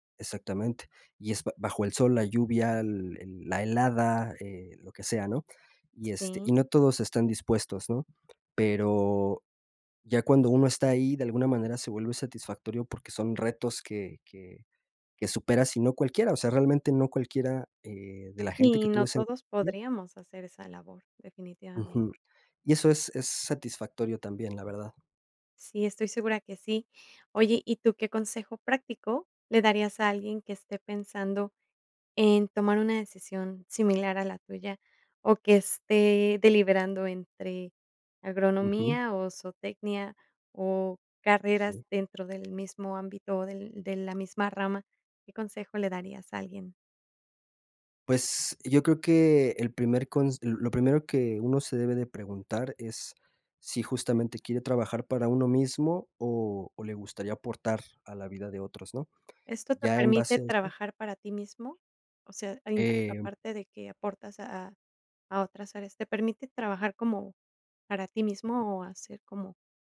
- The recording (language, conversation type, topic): Spanish, podcast, ¿Qué decisión cambió tu vida?
- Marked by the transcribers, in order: unintelligible speech; unintelligible speech; other background noise